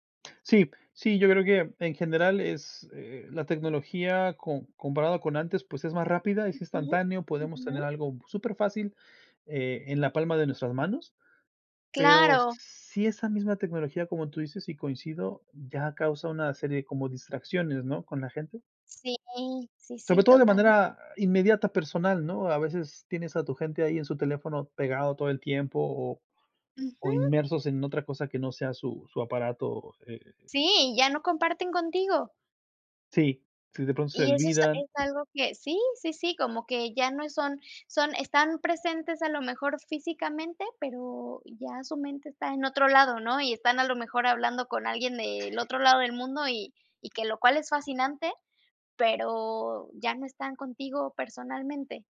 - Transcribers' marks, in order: tapping; chuckle
- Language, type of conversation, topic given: Spanish, unstructured, ¿Cómo crees que la tecnología ha cambiado nuestra forma de comunicarnos?